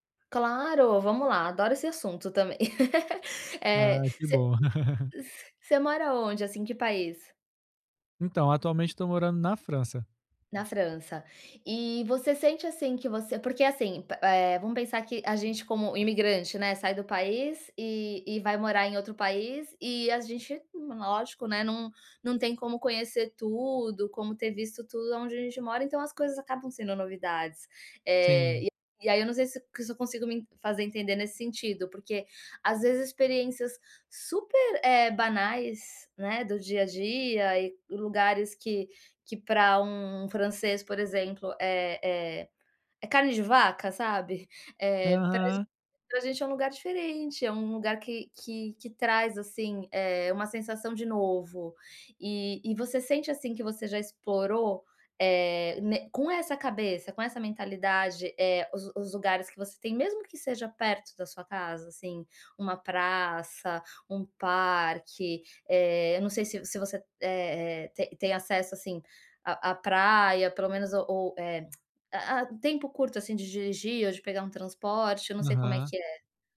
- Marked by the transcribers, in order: laugh; tongue click
- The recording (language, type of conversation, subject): Portuguese, advice, Como posso aproveitar ao máximo minhas férias curtas e limitadas?